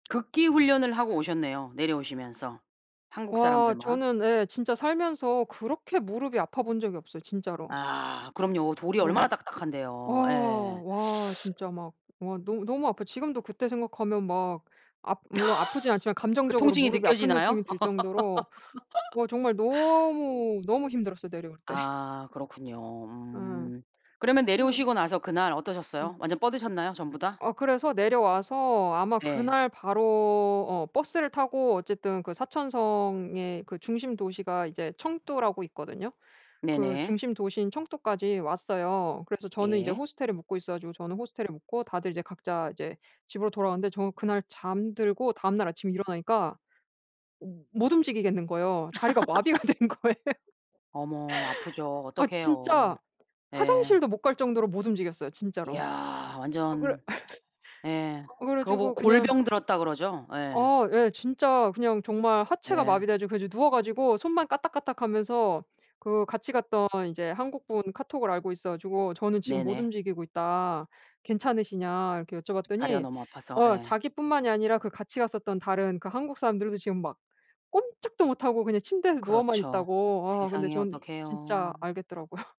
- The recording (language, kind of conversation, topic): Korean, podcast, 여행지 중에서 특히 뜻깊었던 곳이 어디였어요?
- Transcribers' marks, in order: other background noise; laugh; laugh; laughing while speaking: "때"; laugh; laughing while speaking: "된 거예요"; tapping; laugh; laughing while speaking: "알겠더라고요"